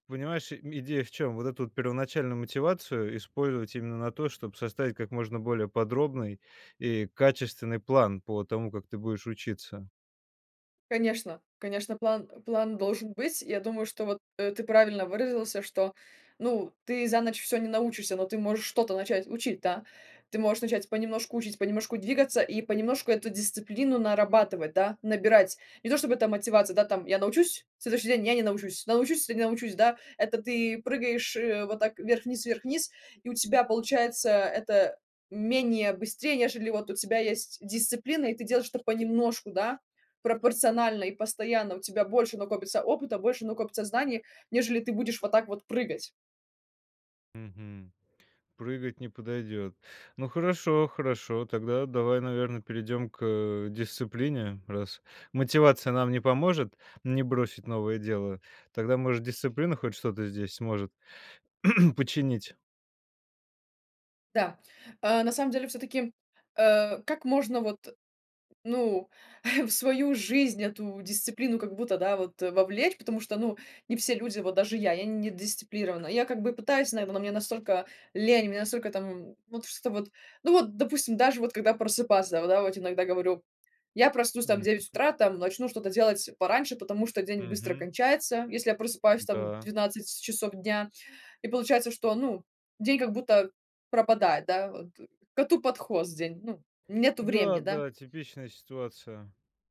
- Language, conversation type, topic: Russian, podcast, Как ты находишь мотивацию не бросать новое дело?
- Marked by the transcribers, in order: throat clearing; tapping; chuckle; "вот" said as "воть"